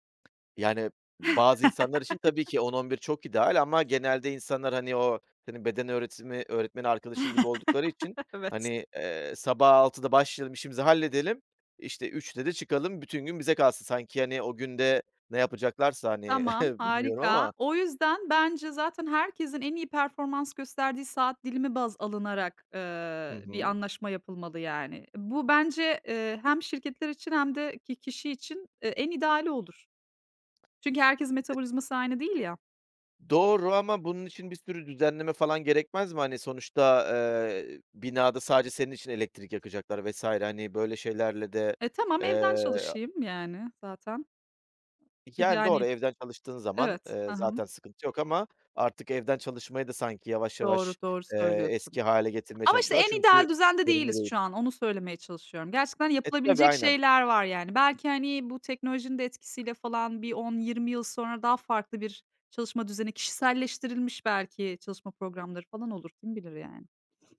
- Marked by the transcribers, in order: tapping; chuckle; chuckle; scoff; other background noise; horn
- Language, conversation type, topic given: Turkish, podcast, Uykusuzlukla başa çıkmak için hangi yöntemleri kullanıyorsun?